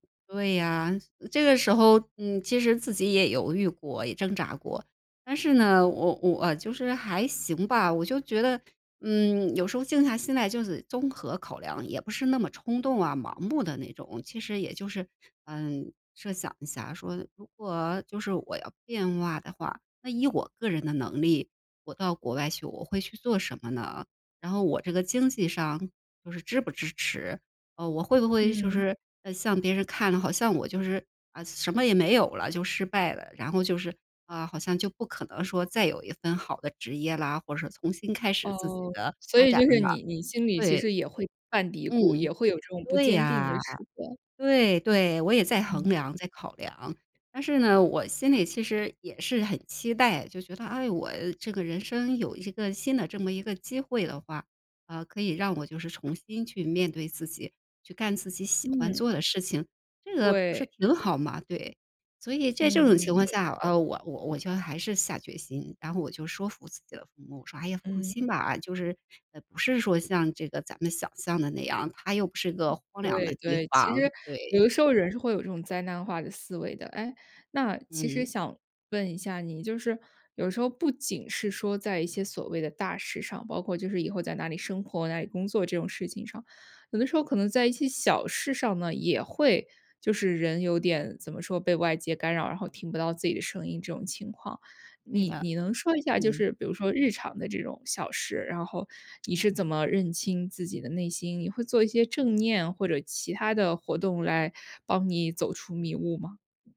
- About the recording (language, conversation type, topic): Chinese, podcast, 你如何训练自己听内心的声音？
- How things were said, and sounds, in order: other background noise; tapping